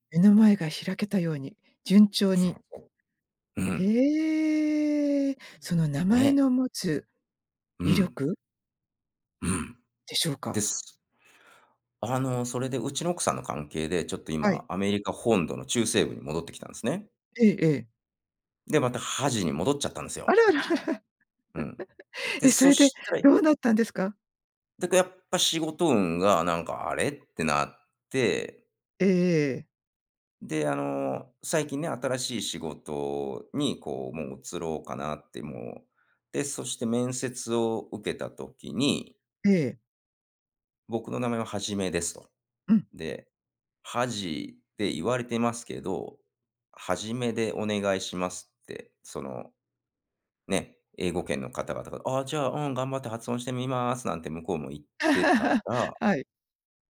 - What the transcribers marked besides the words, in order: unintelligible speech; laughing while speaking: "あら"; laugh; tapping; laugh; other background noise
- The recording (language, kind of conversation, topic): Japanese, podcast, 名前や苗字にまつわる話を教えてくれますか？